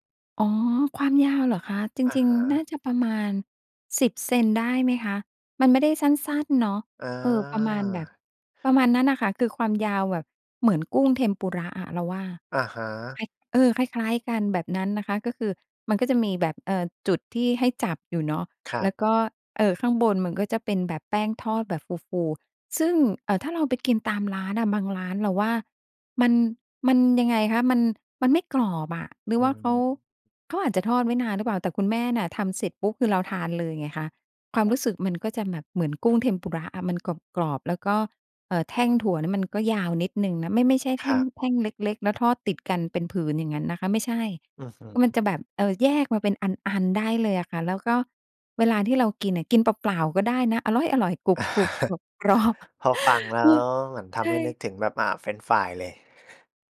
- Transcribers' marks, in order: chuckle; laughing while speaking: "กรอบ ๆ"; chuckle
- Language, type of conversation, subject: Thai, podcast, คุณมีความทรงจำเกี่ยวกับมื้ออาหารของครอบครัวที่ประทับใจบ้างไหม?